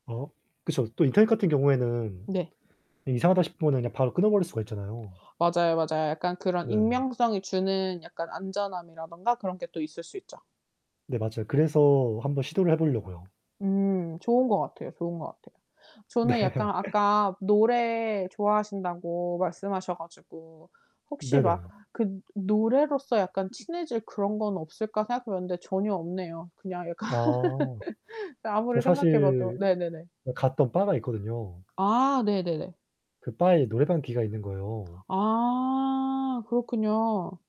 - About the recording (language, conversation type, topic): Korean, unstructured, 취미 활동을 통해 새로운 사람들을 만난 적이 있나요?
- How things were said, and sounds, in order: tapping; laughing while speaking: "네"; laughing while speaking: "약간"; laugh; other background noise